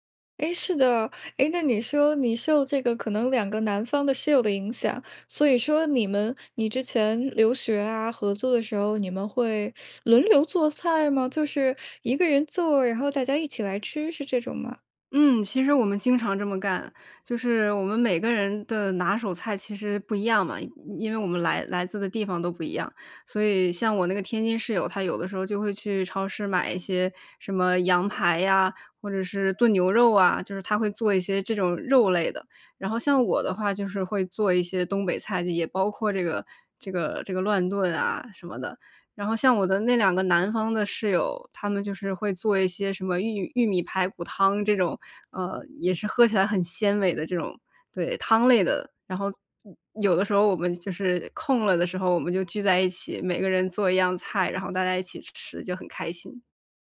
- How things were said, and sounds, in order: teeth sucking
- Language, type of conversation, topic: Chinese, podcast, 你能讲讲你最拿手的菜是什么，以及你是怎么做的吗？